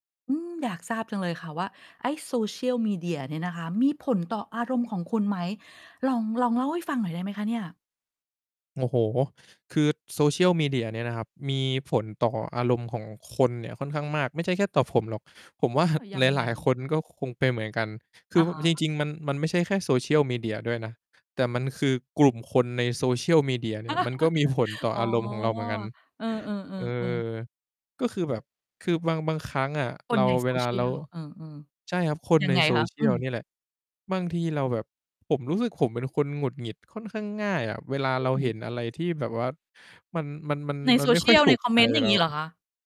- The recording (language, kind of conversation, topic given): Thai, podcast, โซเชียลมีเดียส่งผลต่ออารมณ์ของคุณอย่างไรบ้าง?
- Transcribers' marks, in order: distorted speech; laugh